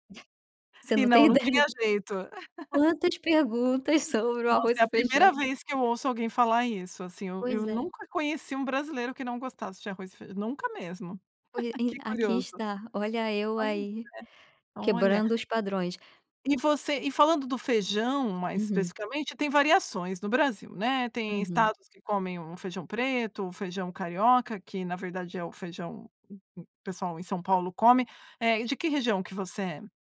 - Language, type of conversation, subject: Portuguese, podcast, Como eram as refeições em família na sua infância?
- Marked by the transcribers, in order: chuckle; other background noise; laugh; chuckle